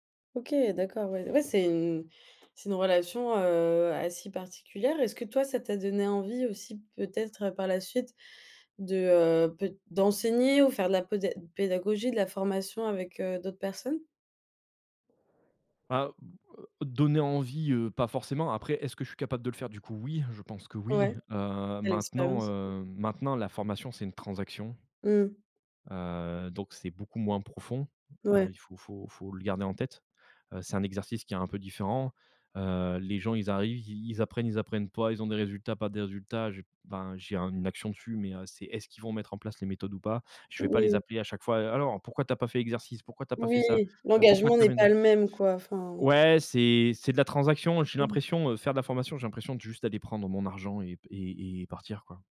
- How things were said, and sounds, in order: other background noise; unintelligible speech
- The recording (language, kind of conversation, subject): French, podcast, Qu’est-ce qui fait un bon mentor, selon toi ?